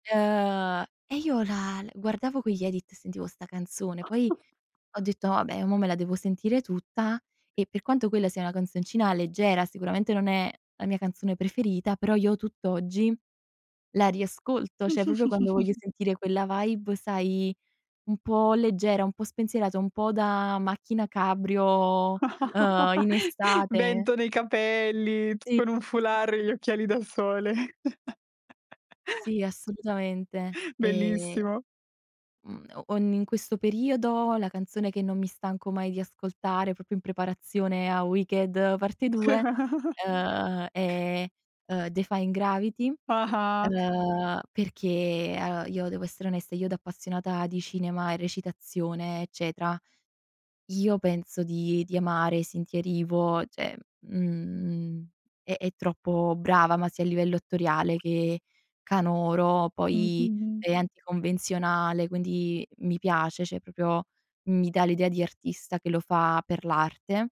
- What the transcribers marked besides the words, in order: unintelligible speech; tapping; snort; "cioè" said as "ceh"; in English: "vibe"; chuckle; chuckle; chuckle; "cioè" said as "ceh"; "cioè" said as "ceh"; "proprio" said as "propio"
- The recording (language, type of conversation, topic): Italian, podcast, Qual è la canzone che non ti stanchi mai di ascoltare?